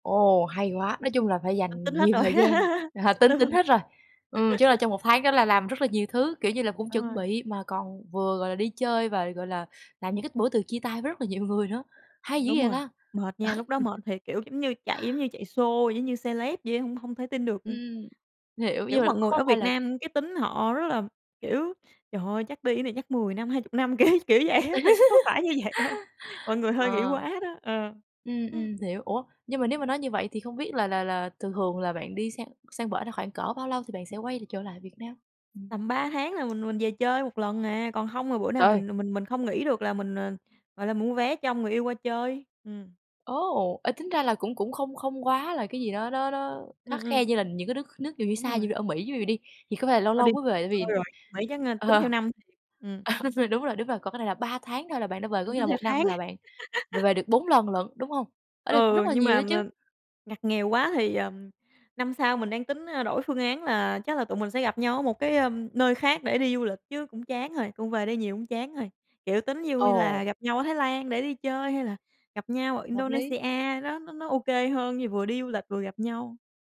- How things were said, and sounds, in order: other background noise; laughing while speaking: "à"; laugh; laughing while speaking: "đúng rồi"; laugh; laughing while speaking: "người"; laugh; in English: "celeb"; laughing while speaking: "kiểu, kiểu vậy á. Thiệt ra có phải như vậy đâu"; laugh; tapping; "ví dụ" said as "dú dụ"; laughing while speaking: "À"; laugh
- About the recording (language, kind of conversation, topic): Vietnamese, podcast, Bạn làm thế nào để bước ra khỏi vùng an toàn?
- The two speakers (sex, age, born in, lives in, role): female, 20-24, Vietnam, Vietnam, host; female, 25-29, Vietnam, Vietnam, guest